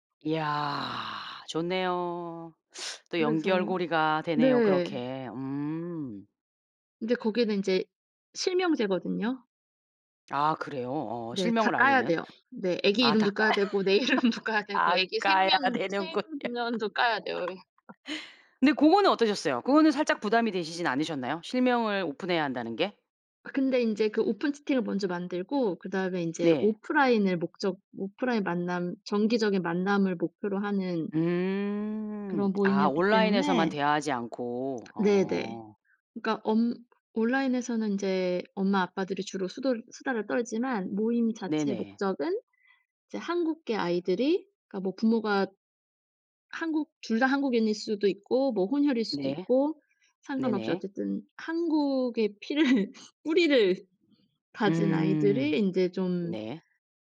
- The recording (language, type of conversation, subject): Korean, podcast, SNS는 사람들 간의 연결에 어떤 영향을 준다고 보시나요?
- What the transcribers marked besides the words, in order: teeth sucking; laughing while speaking: "까야"; laugh; laughing while speaking: "이름도"; laughing while speaking: "되는군요"; laugh; other background noise; tapping; laughing while speaking: "피를"